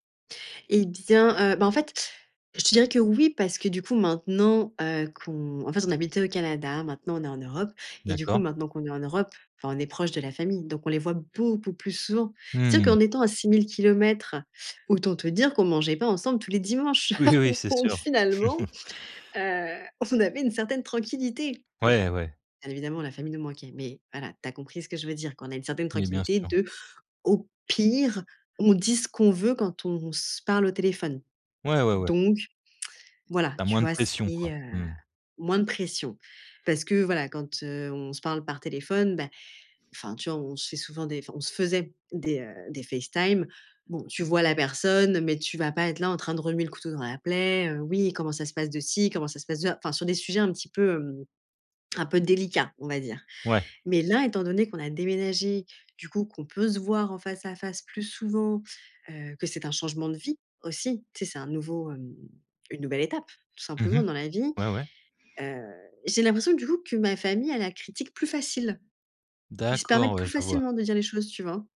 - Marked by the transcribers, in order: stressed: "beaucoup"; laughing while speaking: "Oui, oui"; chuckle; laugh; laughing while speaking: "Donc"; stressed: "pire"; lip smack
- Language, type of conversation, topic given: French, advice, Quelle pression sociale ressens-tu lors d’un repas entre amis ou en famille ?